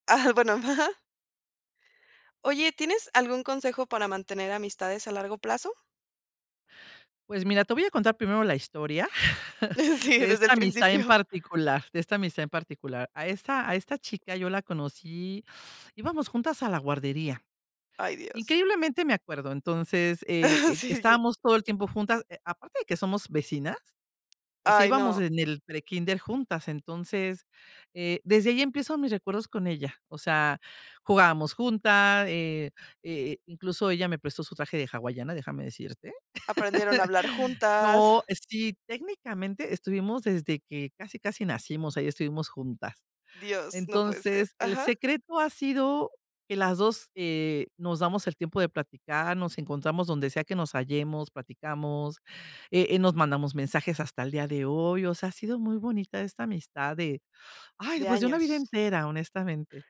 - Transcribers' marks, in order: laughing while speaking: "Ah, bueno, ajá"; laughing while speaking: "Sí, desde el principio"; chuckle; other noise; chuckle; other background noise; chuckle
- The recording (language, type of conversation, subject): Spanish, podcast, ¿Qué consejos tienes para mantener amistades a largo plazo?